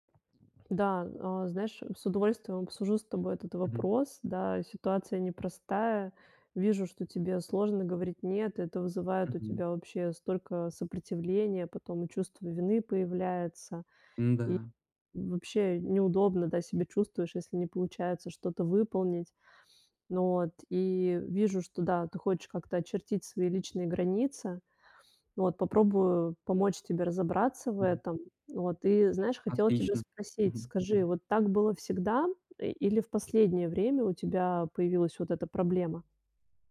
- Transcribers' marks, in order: other background noise
- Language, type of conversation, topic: Russian, advice, Как отказать без чувства вины, когда меня просят сделать что-то неудобное?